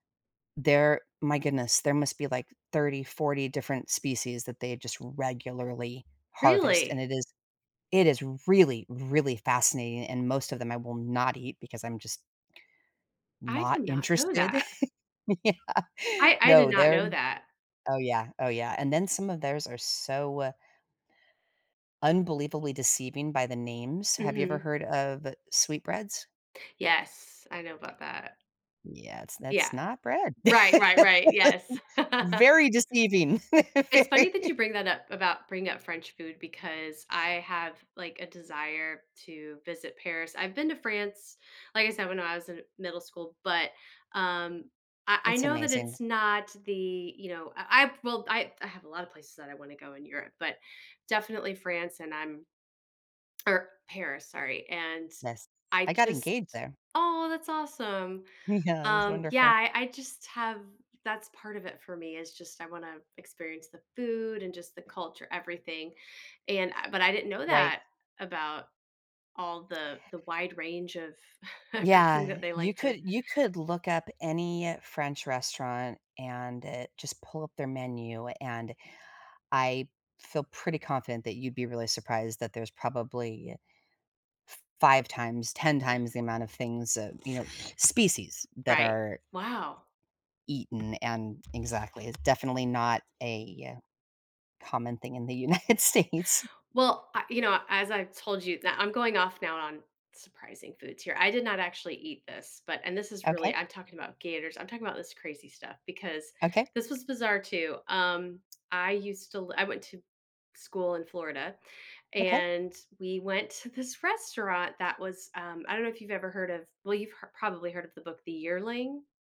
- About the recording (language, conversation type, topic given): English, unstructured, What is the most surprising food you have ever tried?
- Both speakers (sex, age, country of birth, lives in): female, 45-49, United States, United States; female, 55-59, United States, United States
- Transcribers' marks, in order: chuckle; laughing while speaking: "Yeah"; laugh; laughing while speaking: "Very"; other background noise; chuckle; laughing while speaking: "everything"; laughing while speaking: "United States"; tapping